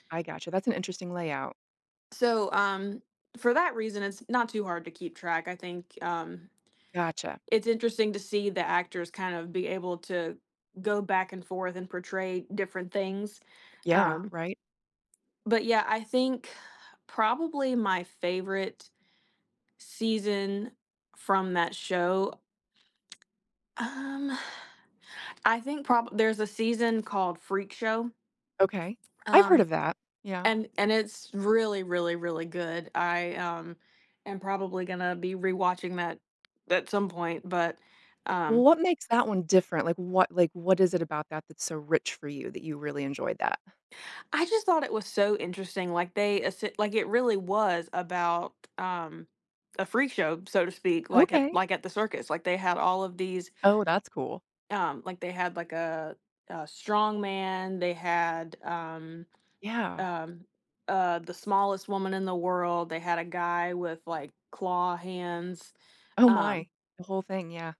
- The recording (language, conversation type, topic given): English, podcast, How do certain TV shows leave a lasting impact on us and shape our interests?
- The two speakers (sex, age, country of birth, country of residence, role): female, 20-24, United States, United States, guest; female, 45-49, United States, United States, host
- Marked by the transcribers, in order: tapping; tsk; other background noise